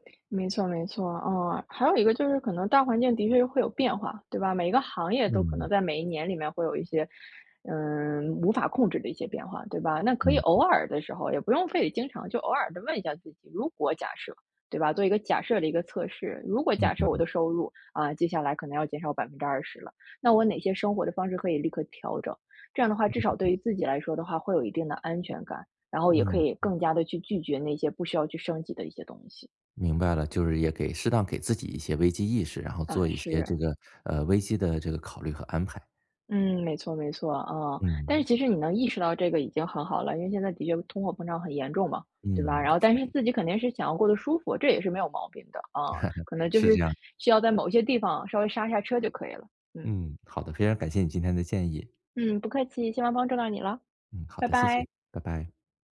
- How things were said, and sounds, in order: other background noise; other noise; laugh
- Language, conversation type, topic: Chinese, advice, 我该如何避免生活水平随着收入增加而不断提高、从而影响储蓄和预算？